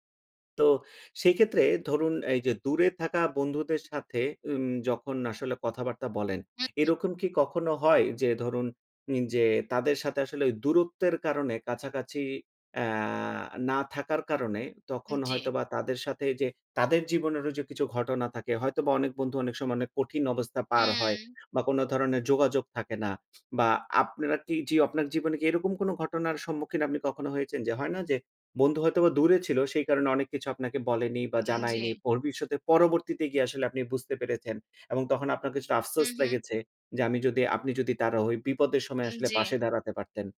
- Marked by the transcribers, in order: "ভবিষ্যতে" said as "ফোরবিষ্যতে"; "পেরেছেন" said as "পেরেচেন"; "লেগেছে" said as "লেগেচে"
- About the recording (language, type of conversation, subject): Bengali, podcast, দূরত্বে থাকা বন্ধুদের সঙ্গে বন্ধুত্ব কীভাবে বজায় রাখেন?